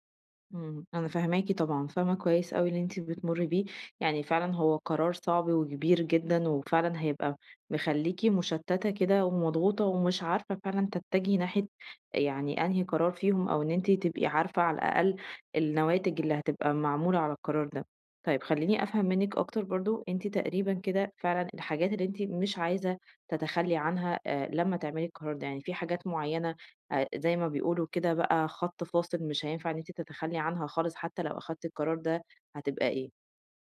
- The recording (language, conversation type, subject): Arabic, advice, إزاي أخد قرار مصيري دلوقتي عشان ما أندمش بعدين؟
- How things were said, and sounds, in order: none